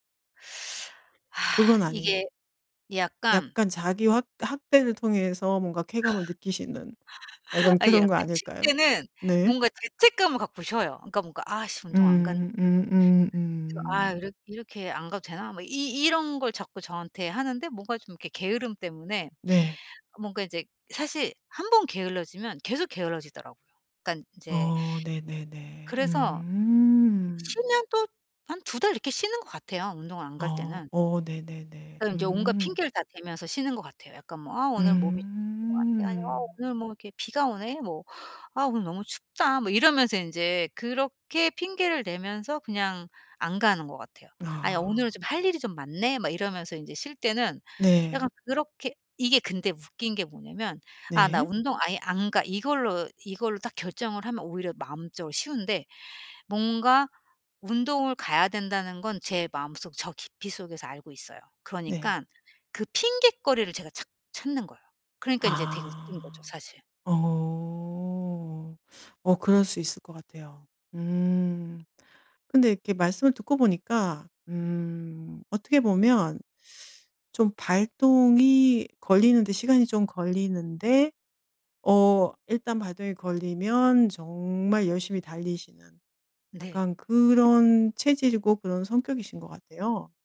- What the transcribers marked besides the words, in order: teeth sucking; laugh
- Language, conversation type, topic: Korean, advice, 꾸준히 운동하고 싶지만 힘들 땐 쉬어도 될지 어떻게 결정해야 하나요?